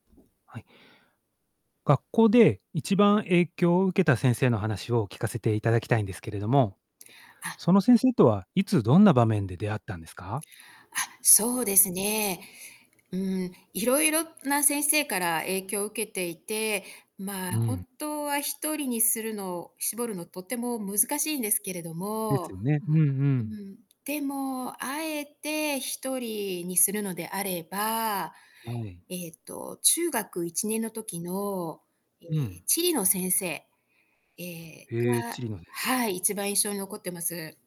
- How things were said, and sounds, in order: tapping; static; distorted speech
- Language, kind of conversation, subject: Japanese, podcast, 学校で一番影響を受けた先生について、話を聞かせてくれますか？